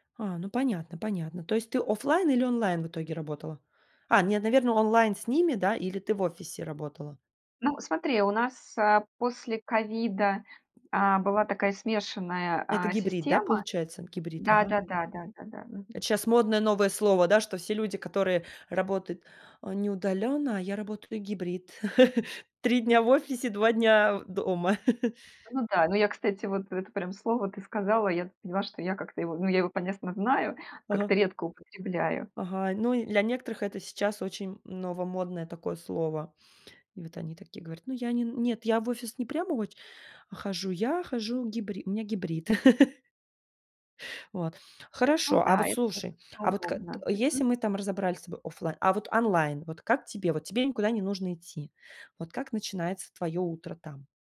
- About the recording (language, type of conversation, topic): Russian, podcast, Какие приёмы помогают тебе быстро погрузиться в работу?
- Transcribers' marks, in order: tapping; other background noise; put-on voice: "Не удалённо, а я работаю гибрид"; chuckle; chuckle; put-on voice: "Ну, я не н нет … у меня гибрид"; chuckle